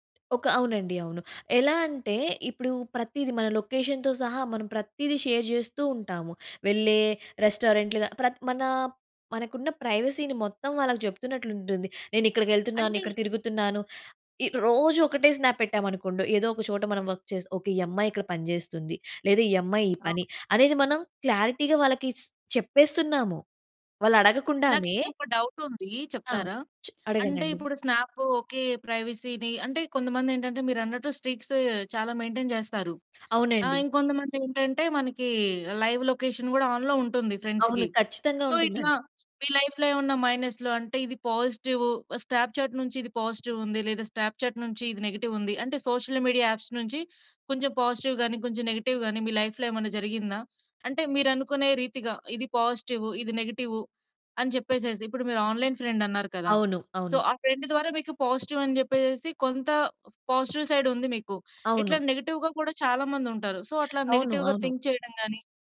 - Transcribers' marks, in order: in English: "లొకేషన్‌తో"; in English: "షేర్"; in English: "ప్రైవసీని"; in English: "స్నాప్"; in English: "వర్క్"; tapping; in English: "క్లారిటీగా"; in English: "ప్రైవసీ‌ని"; in English: "స్ట్రీక్స్"; in English: "మెయింటెయిన్"; other background noise; in English: "లైవ్ లొకేషన్"; in English: "ఆన్‌లో"; in English: "ఫ్రెండ్స్‌కి. సో"; in English: "లైఫ్‌లో"; in English: "సోషల్ మీడియా యాప్స్"; in English: "పాజిటివ్"; in English: "నెగెటివ్"; in English: "లైఫ్‌లో"; in English: "ఆన్‌లైన్"; in English: "సో"; in English: "ఫ్రెండ్"; in English: "పాజిటివ్"; in English: "నెగిటివ్‌గా"; in English: "సో"; in English: "నెగెటివ్‌గా థింక్"
- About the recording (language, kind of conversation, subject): Telugu, podcast, నిజంగా కలుసుకున్న తర్వాత ఆన్‌లైన్ బంధాలు ఎలా మారతాయి?